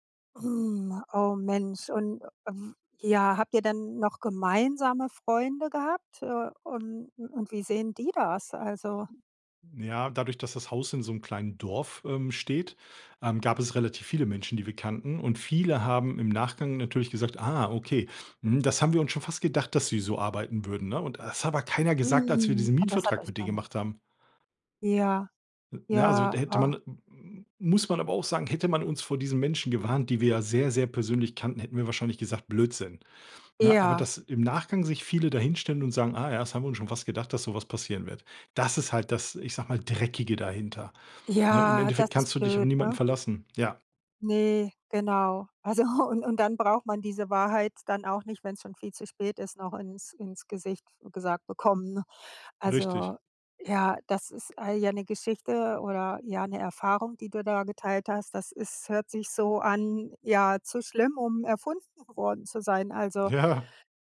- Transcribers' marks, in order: other noise; other background noise; drawn out: "Hm"; unintelligible speech; drawn out: "Ja"; laughing while speaking: "Also"; laughing while speaking: "Ja"
- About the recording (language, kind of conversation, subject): German, podcast, Würdest du lieber kaufen oder mieten, und warum?